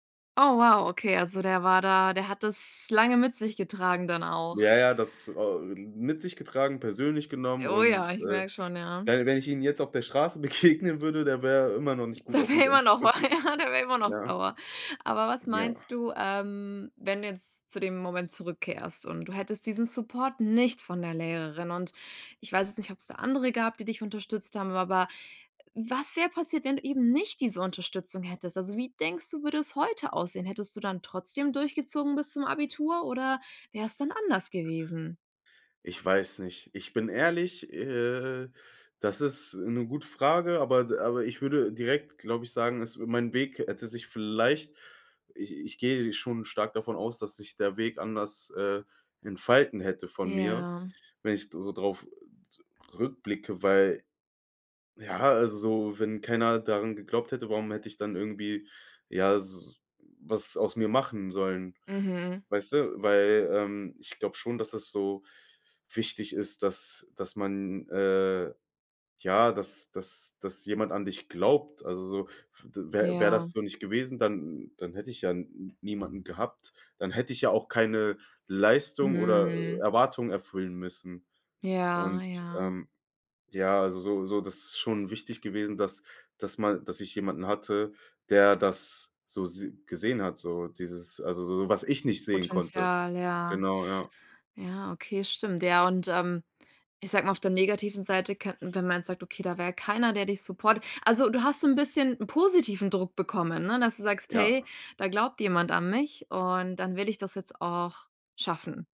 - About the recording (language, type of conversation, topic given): German, podcast, Was war deine prägendste Begegnung mit einem Lehrer oder Mentor?
- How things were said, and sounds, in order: surprised: "Oh wow"; laughing while speaking: "begegnen"; other background noise; laughing while speaking: "Der wär immer noch"; stressed: "nicht"